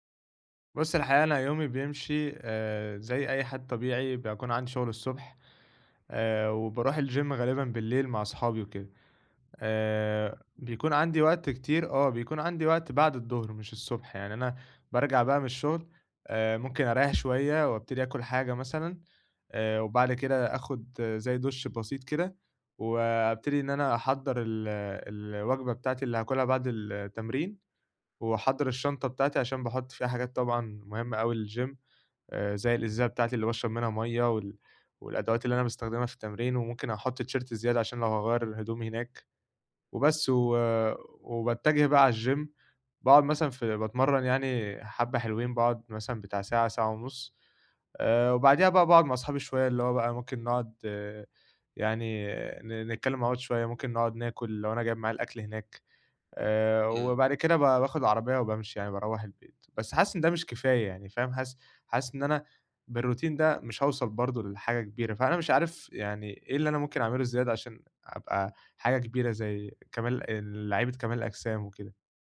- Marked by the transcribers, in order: in English: "الGym"; other background noise; in English: "للGym"; in English: "تيشيرت"; in English: "الGym"; in English: "بالRoutine"
- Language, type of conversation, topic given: Arabic, advice, ازاي أحوّل هدف كبير لعادات بسيطة أقدر ألتزم بيها كل يوم؟